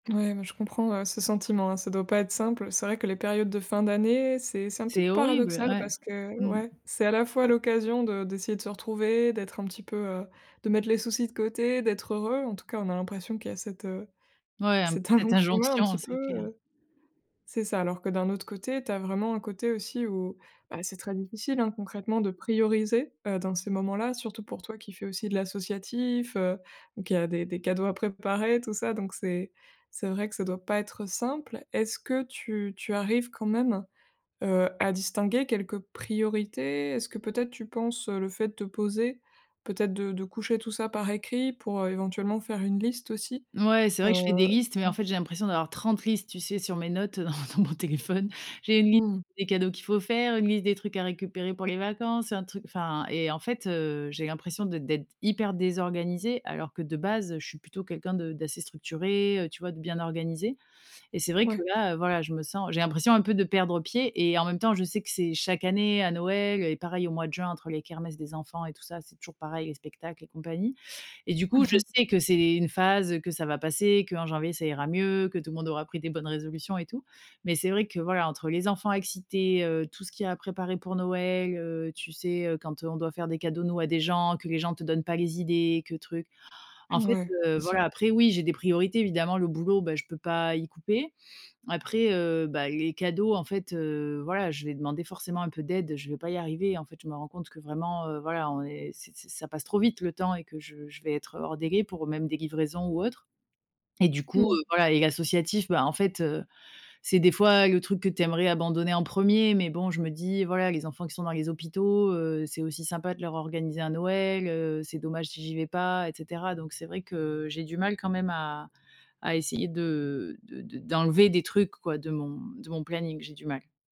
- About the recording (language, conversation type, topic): French, advice, Comment gérer le fait d’avoir trop d’objectifs en même temps et de se sentir débordé ?
- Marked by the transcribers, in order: tapping; laughing while speaking: "injonction"; laughing while speaking: "dans mon téléphone"; stressed: "hyper"; chuckle; inhale; other background noise